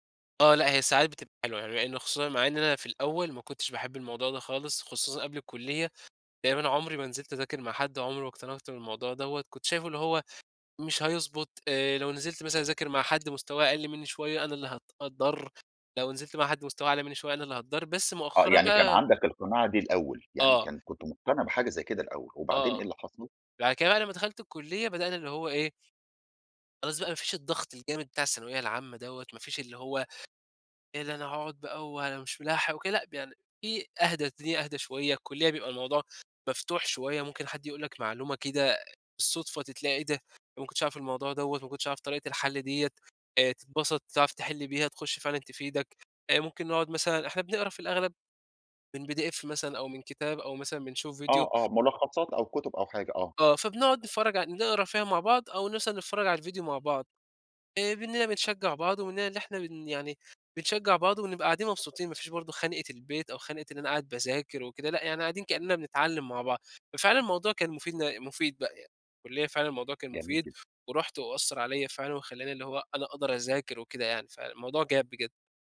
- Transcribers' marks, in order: unintelligible speech; tapping; background speech
- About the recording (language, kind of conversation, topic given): Arabic, podcast, إزاي بتتعامل مع الإحساس إنك بتضيّع وقتك؟